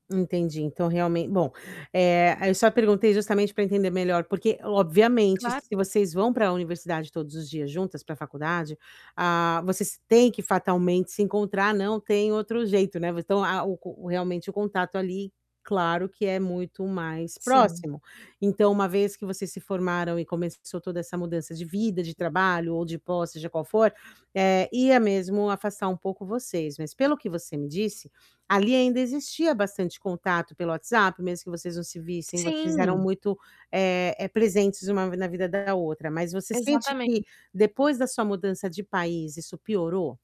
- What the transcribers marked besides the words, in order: static; tapping; distorted speech
- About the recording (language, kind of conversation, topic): Portuguese, advice, Por que meus amigos sempre cancelam os planos em cima da hora?